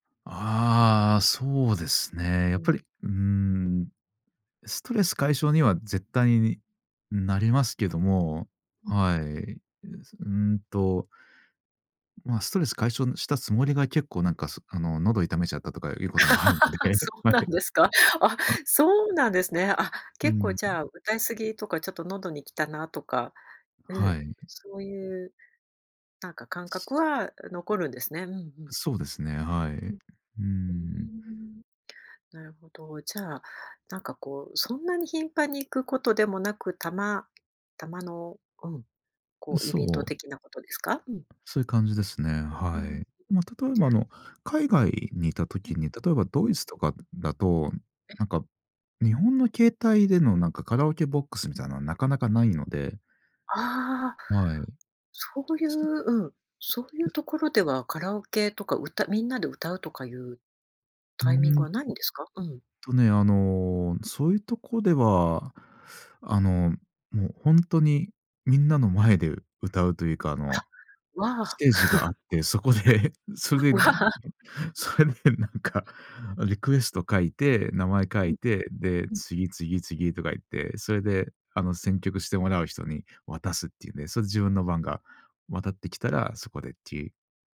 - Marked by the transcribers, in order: unintelligible speech; laugh; laughing while speaking: "あるので、はい"; other noise; laughing while speaking: "そこで、それで それでなんか"; laugh; laughing while speaking: "わあ"
- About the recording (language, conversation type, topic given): Japanese, podcast, カラオケで歌う楽しさはどこにあるのでしょうか？